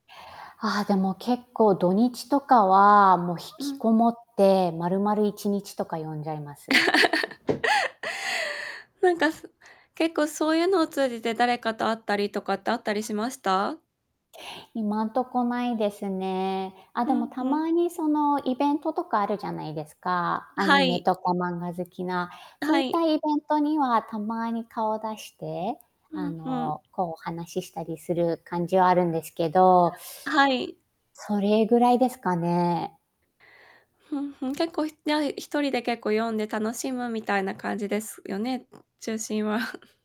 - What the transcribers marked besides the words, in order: static; distorted speech; laugh; tapping; other background noise; laughing while speaking: "中心は"
- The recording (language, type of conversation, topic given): Japanese, unstructured, 趣味はあなたの生活にどのような影響を与えていると思いますか？
- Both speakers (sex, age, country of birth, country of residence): female, 30-34, Japan, Japan; female, 35-39, United States, United States